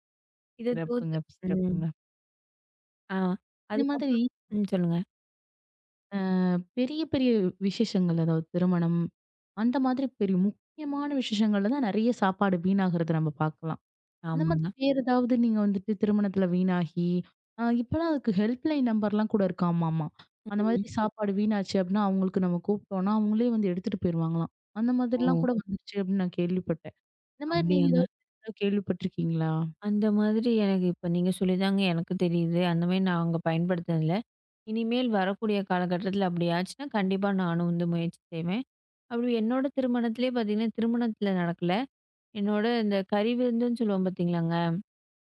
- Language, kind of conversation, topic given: Tamil, podcast, உணவு வீணாவதைத் தவிர்க்க எளிய வழிகள் என்ன?
- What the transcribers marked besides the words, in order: in English: "ஹெல்ப் லைன்"; unintelligible speech